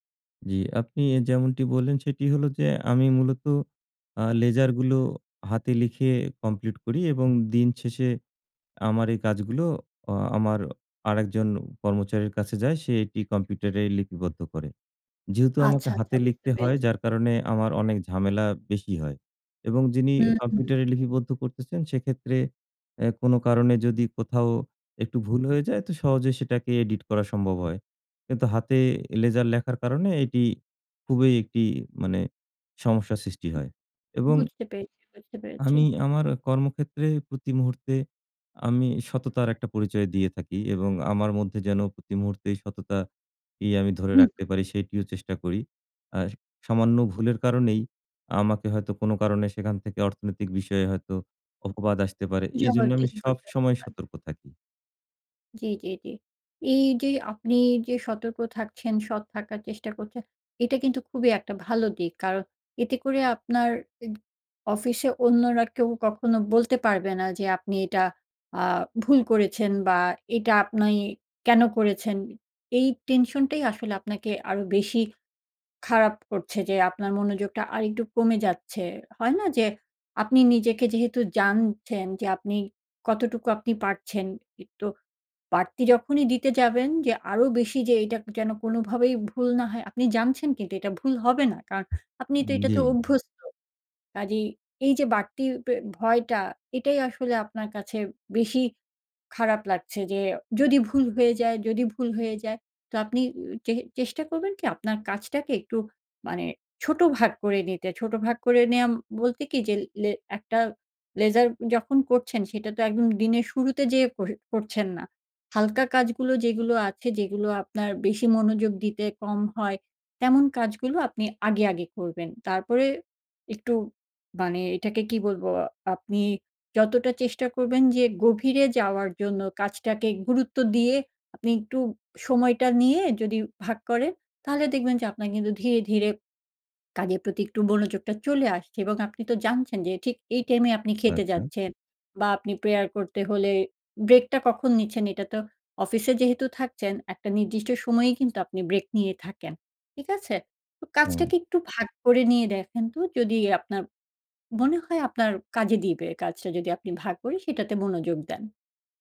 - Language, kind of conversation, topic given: Bengali, advice, বিরতি থেকে কাজে ফেরার পর আবার মনোযোগ ধরে রাখতে পারছি না—আমি কী করতে পারি?
- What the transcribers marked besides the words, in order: in English: "লেজার"; in English: "লেজার"; in English: "ledger"; swallow; tapping; in English: "prayer"